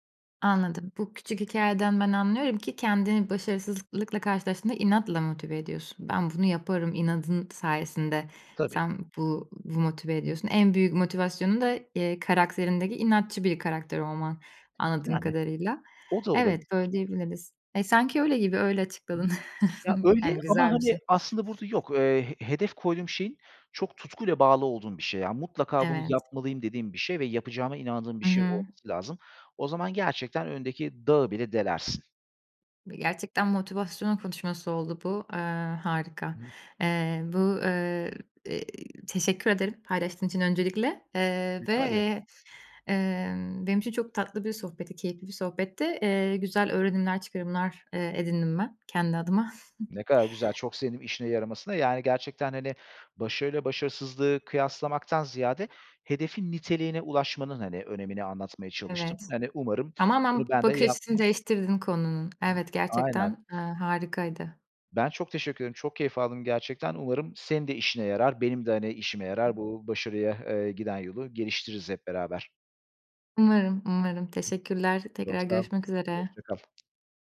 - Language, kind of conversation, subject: Turkish, podcast, Başarısızlıkla karşılaştığında kendini nasıl motive ediyorsun?
- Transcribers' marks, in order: "başarısızlıkla" said as "başarısızlıklıkla"; other background noise; chuckle; unintelligible speech; chuckle; tapping